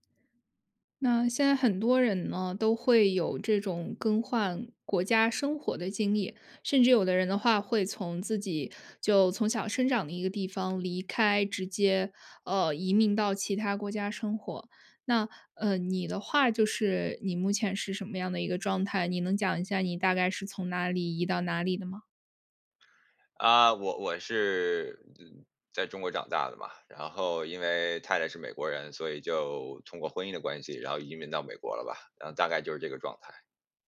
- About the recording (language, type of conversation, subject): Chinese, podcast, 移民后你最难适应的是什么？
- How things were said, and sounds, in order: none